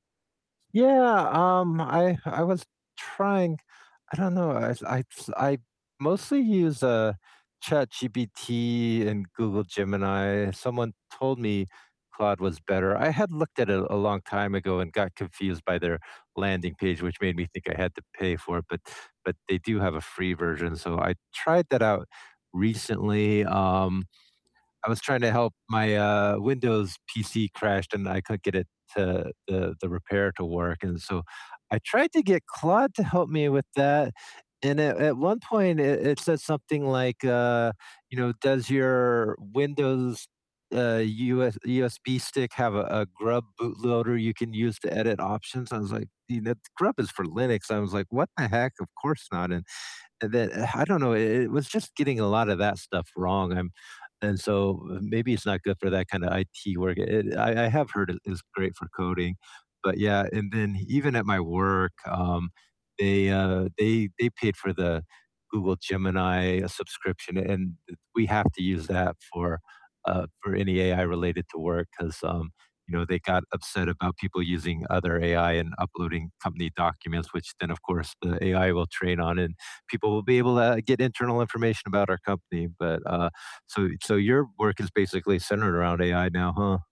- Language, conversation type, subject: English, unstructured, Which tool or app do you rely on most at work, and what makes it indispensable?
- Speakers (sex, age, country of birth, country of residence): male, 50-54, United States, United States; male, 55-59, United States, United States
- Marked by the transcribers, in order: other background noise; tapping